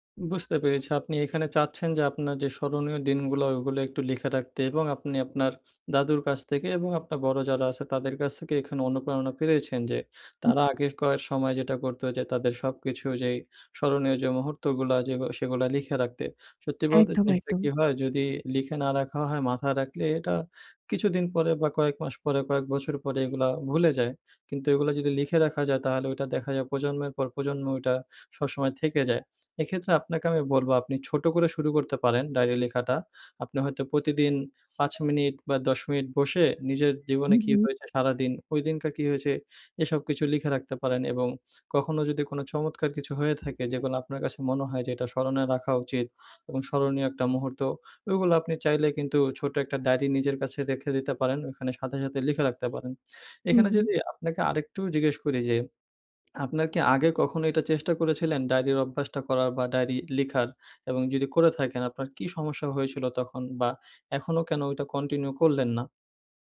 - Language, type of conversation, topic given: Bengali, advice, কৃতজ্ঞতার দিনলিপি লেখা বা ডায়েরি রাখার অভ্যাস কীভাবে শুরু করতে পারি?
- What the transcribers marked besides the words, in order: tapping; lip smack; lip smack; swallow; in English: "continue"